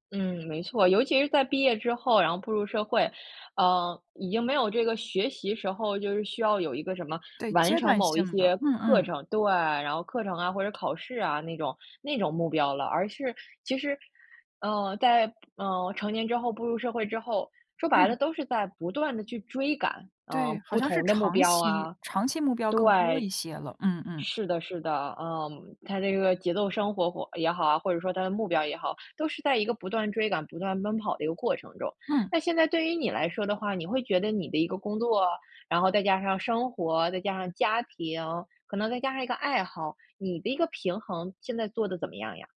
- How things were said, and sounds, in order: none
- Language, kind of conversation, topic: Chinese, podcast, 如何在短时间内恢复斗志？